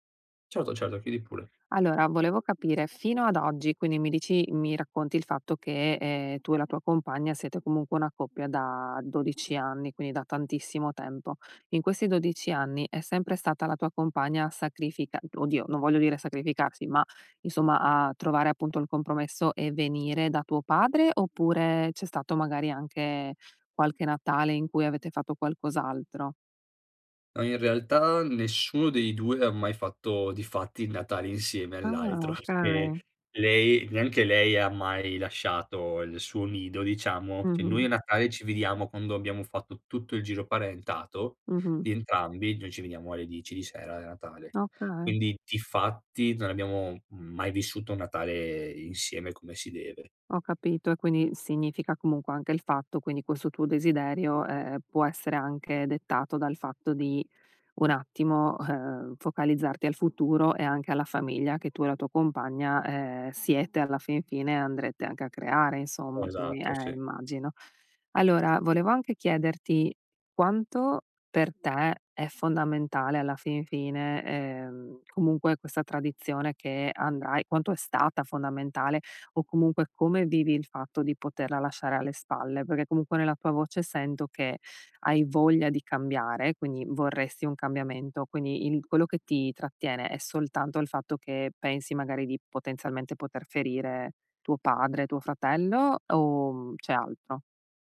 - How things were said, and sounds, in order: laughing while speaking: "all'altro"
- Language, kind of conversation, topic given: Italian, advice, Come posso rispettare le tradizioni di famiglia mantenendo la mia indipendenza personale?
- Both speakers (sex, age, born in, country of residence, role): female, 35-39, Italy, United States, advisor; male, 30-34, Italy, Italy, user